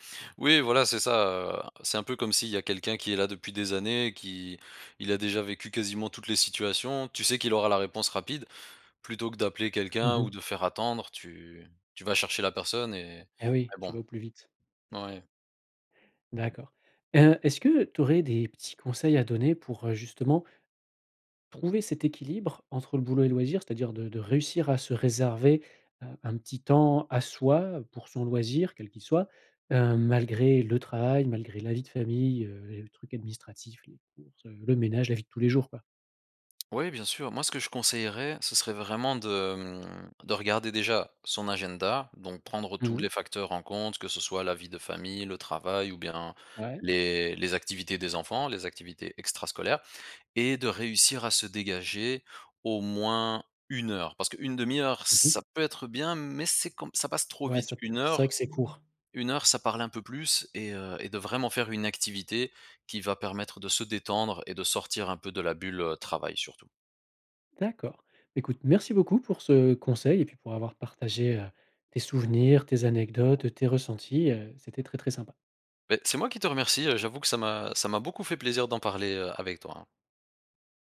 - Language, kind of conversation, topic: French, podcast, Comment trouves-tu l’équilibre entre le travail et les loisirs ?
- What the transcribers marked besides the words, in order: other background noise; stressed: "réserver"